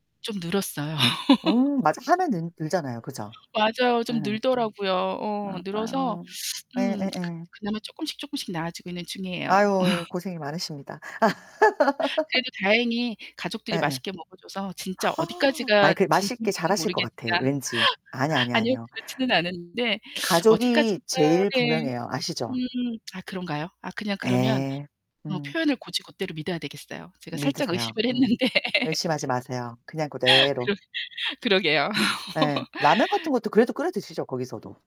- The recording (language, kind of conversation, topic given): Korean, unstructured, 왜 우리는 음식을 배달로 자주 시켜 먹을까요?
- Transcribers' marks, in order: laugh; distorted speech; laugh; laugh; gasp; laugh; laughing while speaking: "의심을 했는데"; laugh; laugh